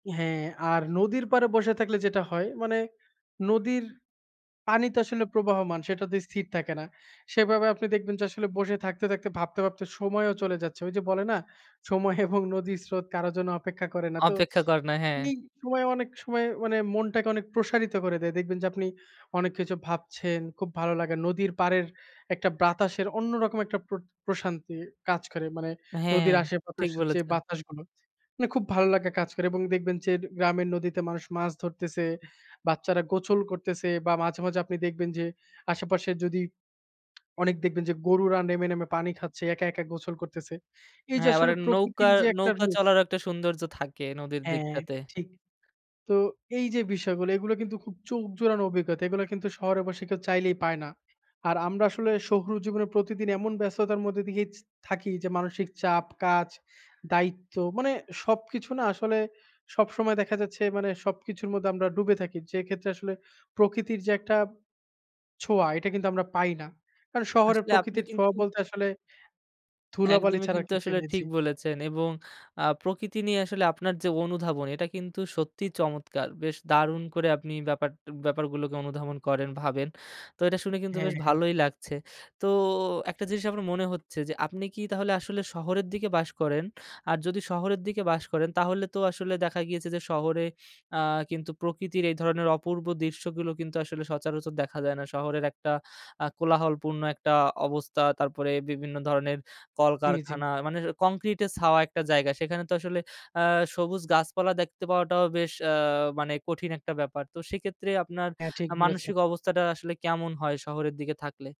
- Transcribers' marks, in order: scoff; "বাতাসের" said as "ব্রাতাসের"; "গোসল" said as "গোছল"; swallow; in English: "কংক্রিট"
- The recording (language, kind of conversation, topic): Bengali, podcast, প্রকৃতির মাঝে থাকলে আপনার মন কতটা শান্তি পায়?